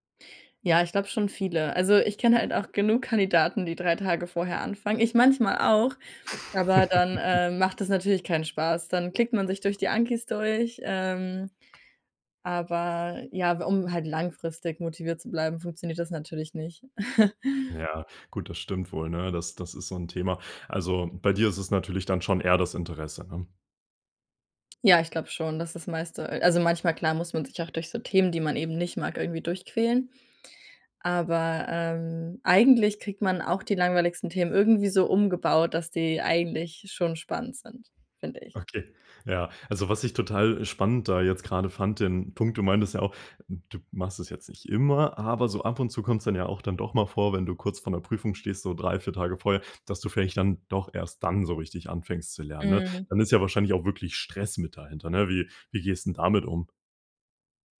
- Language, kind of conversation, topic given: German, podcast, Wie bleibst du langfristig beim Lernen motiviert?
- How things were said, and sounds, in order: chuckle; other background noise; chuckle; stressed: "dann"